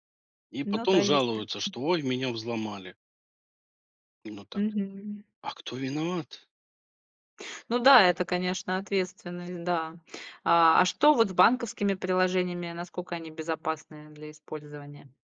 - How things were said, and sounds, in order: unintelligible speech
- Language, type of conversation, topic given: Russian, podcast, Как простыми и понятными способами защитить свои аккаунты от взлома?